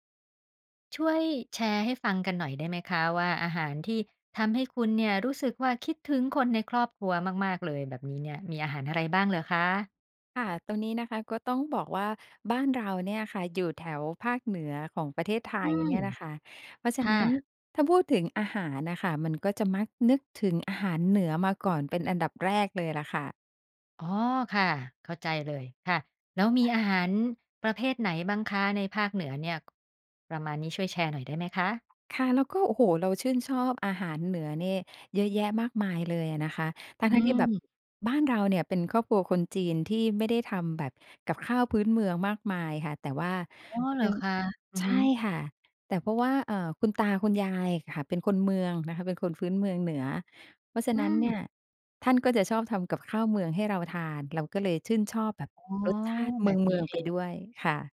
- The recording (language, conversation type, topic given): Thai, podcast, อาหารจานไหนที่ทำให้คุณคิดถึงคนในครอบครัวมากที่สุด?
- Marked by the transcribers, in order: tapping; other background noise